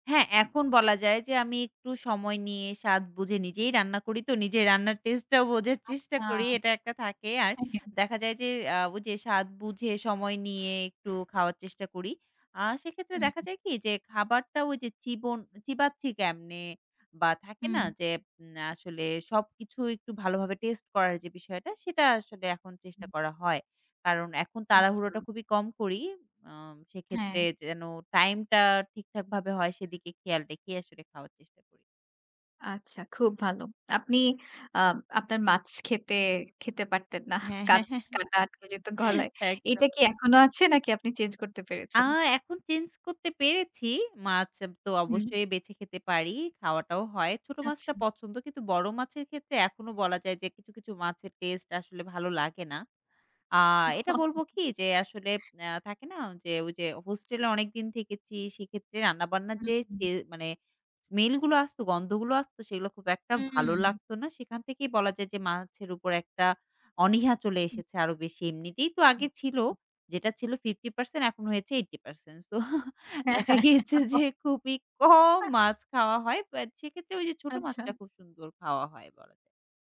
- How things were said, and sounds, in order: laughing while speaking: "টেস্টেটাও বোঝার চেষ্টা করি এটা একটা থাকে আর"; chuckle; laughing while speaking: "কাট কাটা আটকে যেত গলায় … চেঞ্জ করতে পেরেছেন?"; laughing while speaking: "হ্যাঁ, হ্যাঁ, হ্যাঁ, হ্যাঁ একদম"; lip smack; laugh; stressed: "হুম"; laughing while speaking: "তো দেখা গিয়েছে যে খুবই কম মাছ খাওয়া হয়"; "সো" said as "তো"; laugh; "বাট" said as "আ"; laughing while speaking: "আচ্ছা"
- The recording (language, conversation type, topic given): Bengali, podcast, মাইন্ডফুল ইটিং কীভাবে আপনার দৈনন্দিন রুটিনে সহজভাবে অন্তর্ভুক্ত করবেন?